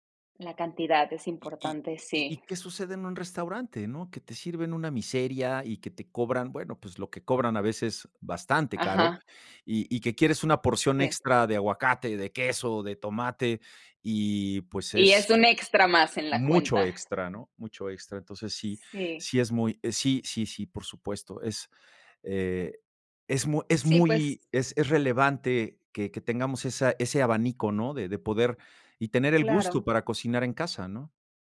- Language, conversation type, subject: Spanish, unstructured, ¿Prefieres cocinar en casa o comer fuera?
- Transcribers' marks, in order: tapping; other background noise